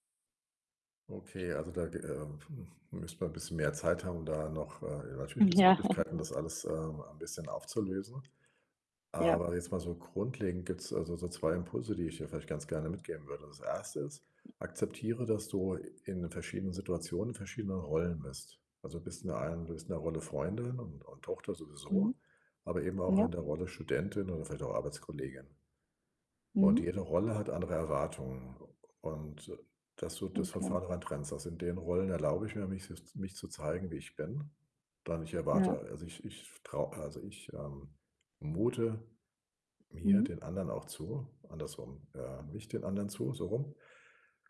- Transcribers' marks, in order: other noise; other background noise; chuckle
- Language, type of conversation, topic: German, advice, Wie kann ich trotz Angst vor Bewertung und Scheitern ins Tun kommen?